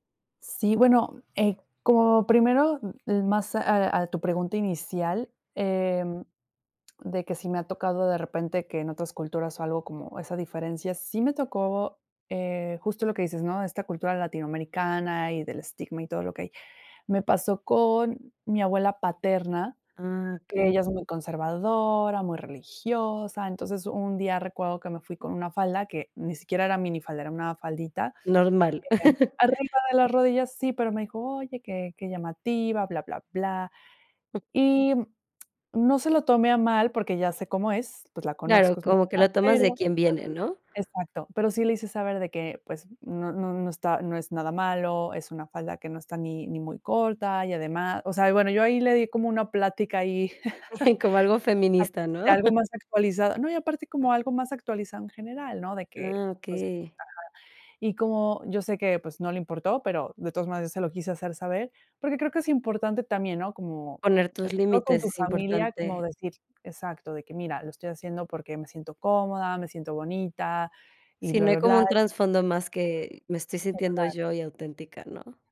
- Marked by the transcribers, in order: laugh; tongue click; other noise; laugh; chuckle; lip smack
- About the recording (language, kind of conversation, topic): Spanish, podcast, ¿Qué te hace sentir auténtico al vestirte?